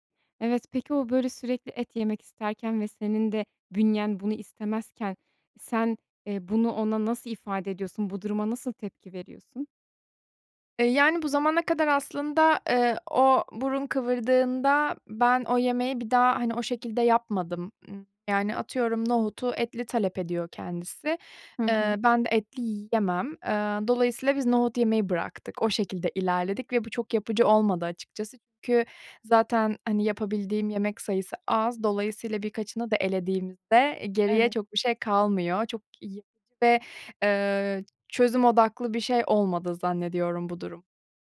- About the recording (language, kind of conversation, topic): Turkish, advice, Ailenizin ya da partnerinizin yeme alışkanlıklarıyla yaşadığınız çatışmayı nasıl yönetebilirsiniz?
- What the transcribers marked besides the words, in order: other background noise